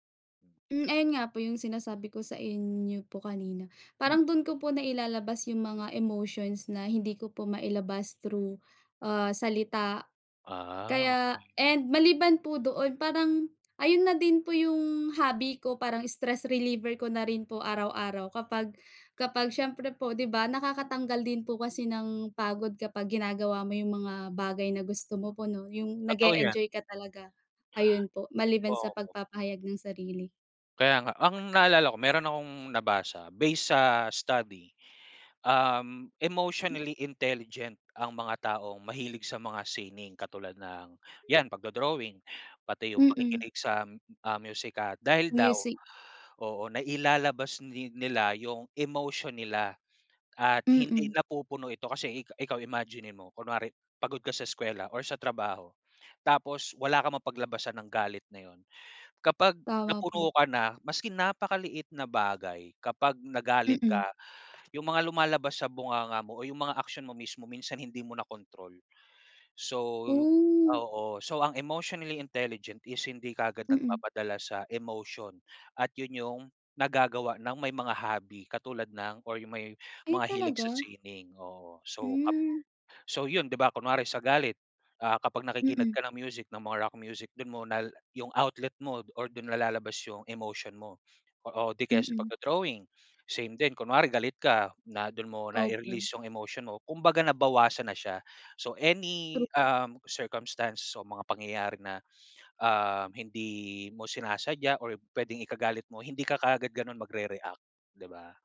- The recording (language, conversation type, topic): Filipino, unstructured, Ano ang paborito mong klase ng sining at bakit?
- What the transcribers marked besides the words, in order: none